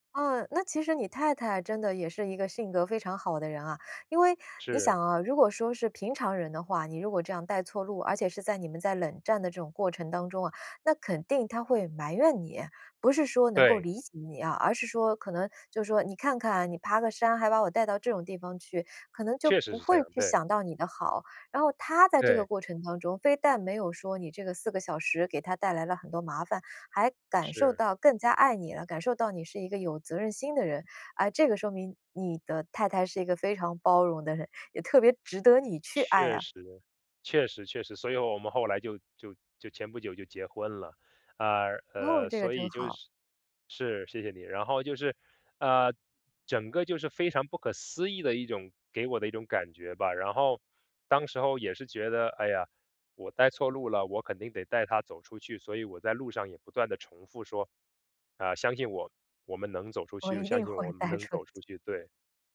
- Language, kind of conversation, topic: Chinese, podcast, 你最难忘的一次迷路经历是什么？
- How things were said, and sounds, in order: laughing while speaking: "我一定会带出去"